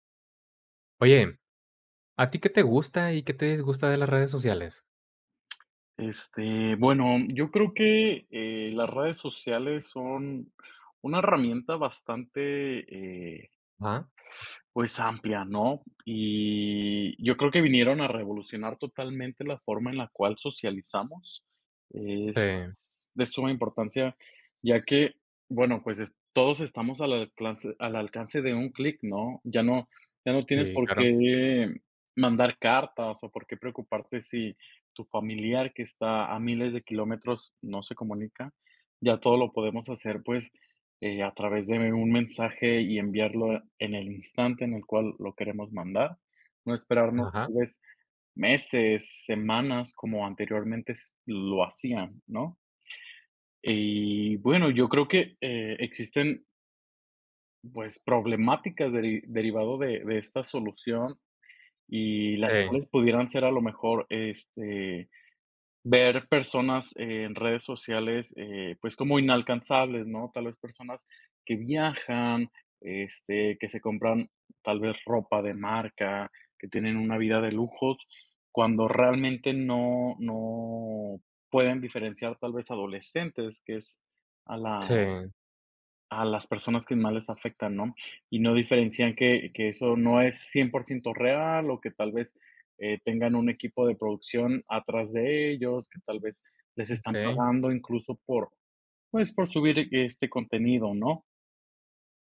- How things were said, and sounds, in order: tapping; other background noise
- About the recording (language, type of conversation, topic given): Spanish, podcast, ¿Qué te gusta y qué no te gusta de las redes sociales?